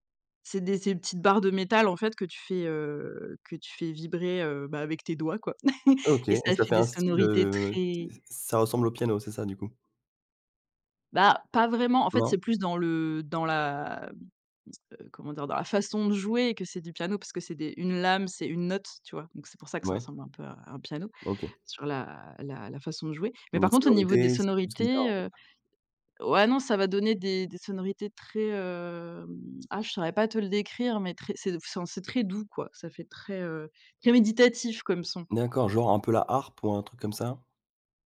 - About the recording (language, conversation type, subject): French, podcast, Comment la musique influence-t-elle tes journées ou ton humeur ?
- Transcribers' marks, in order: chuckle; stressed: "méditatif"